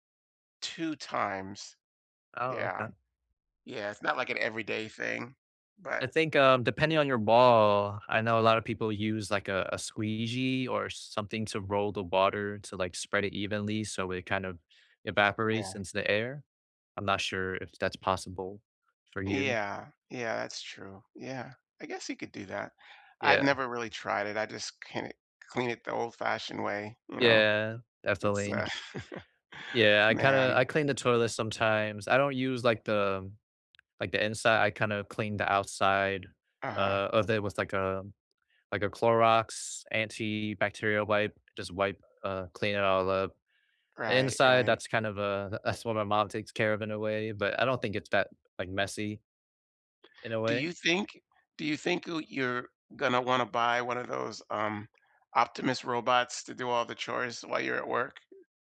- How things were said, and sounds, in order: chuckle; other background noise
- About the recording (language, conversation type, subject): English, unstructured, Why do chores often feel so frustrating?